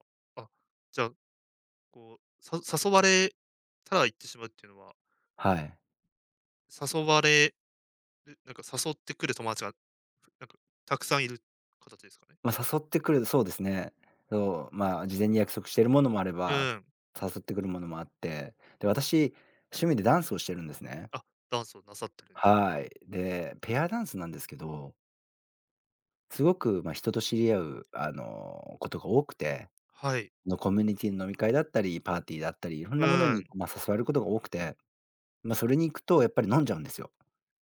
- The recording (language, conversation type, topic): Japanese, advice, 外食や飲み会で食べると強い罪悪感を感じてしまうのはなぜですか？
- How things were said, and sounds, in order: other background noise